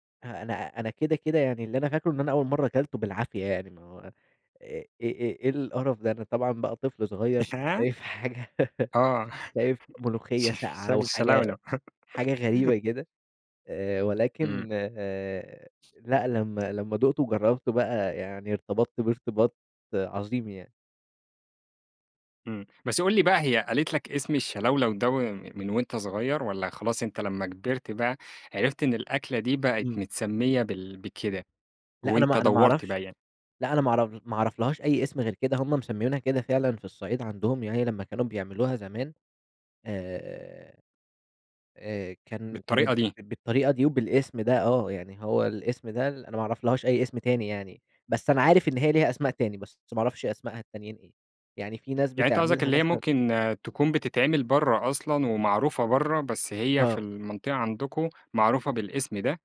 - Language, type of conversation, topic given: Arabic, podcast, إيه أكتر أكلة بتفكّرك بطفولتك؟
- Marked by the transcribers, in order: unintelligible speech; laugh; laughing while speaking: "شاي شايف"; laugh